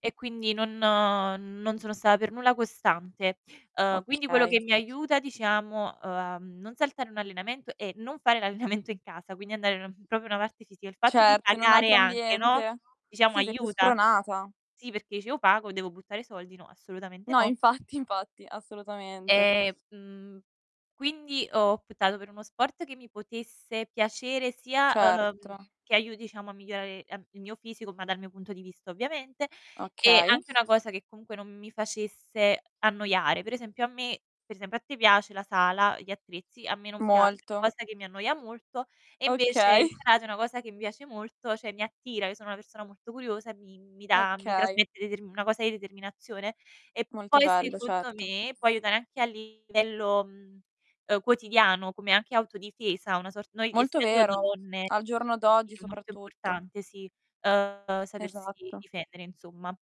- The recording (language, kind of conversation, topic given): Italian, unstructured, Come ti motivi a fare esercizio fisico ogni giorno?
- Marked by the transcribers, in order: other background noise; distorted speech; background speech; laughing while speaking: "l'allenamento"; "proprio" said as "propo"; "dice" said as "ice"; laughing while speaking: "infatti"; "diciamo" said as "ciamo"; static; mechanical hum; laughing while speaking: "Okay"; "cioè" said as "ceh"; tapping